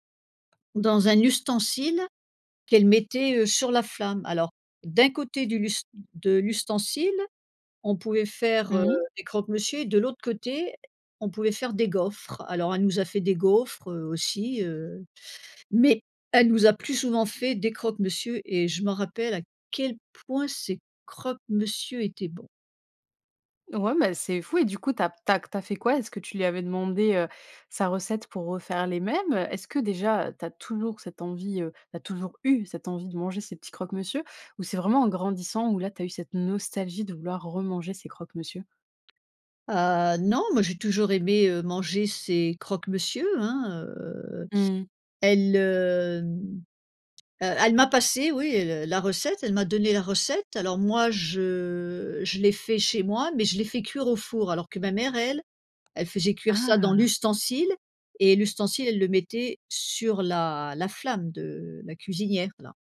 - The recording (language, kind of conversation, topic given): French, podcast, Que t’évoque la cuisine de chez toi ?
- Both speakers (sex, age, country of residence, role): female, 25-29, France, host; female, 65-69, United States, guest
- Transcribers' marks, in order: tapping; "toujours" said as "tounours"